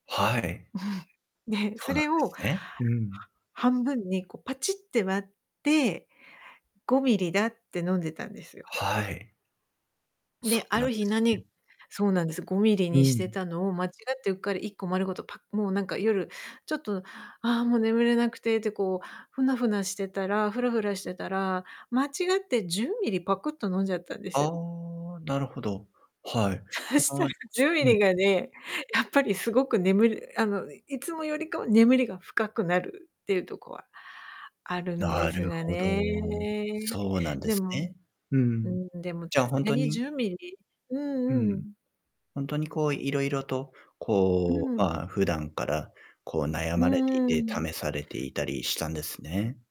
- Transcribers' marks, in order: distorted speech; laugh; laughing while speaking: "たんですよ"; laughing while speaking: "そしたら"; tapping
- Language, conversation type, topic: Japanese, advice, 寝つきが悪く、長時間眠れない夜の状況を教えていただけますか？